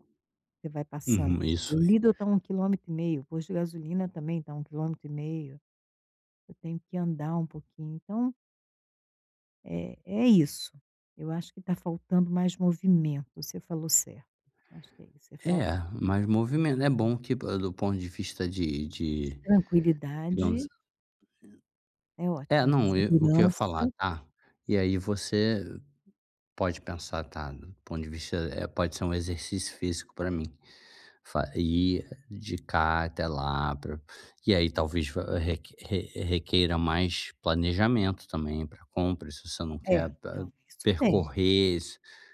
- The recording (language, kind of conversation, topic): Portuguese, advice, Como posso criar uma sensação de lar nesta nova cidade?
- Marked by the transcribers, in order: unintelligible speech